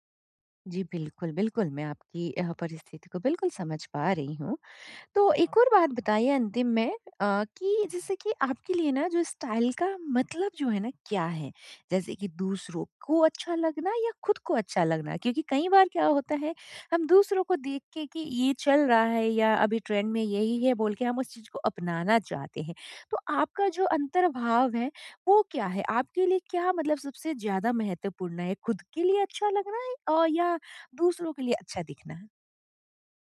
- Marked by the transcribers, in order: other background noise; background speech; in English: "स्टाइल"; in English: "ट्रेंड"
- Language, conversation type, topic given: Hindi, advice, अपना स्टाइल खोजने के लिए मुझे आत्मविश्वास और सही मार्गदर्शन कैसे मिल सकता है?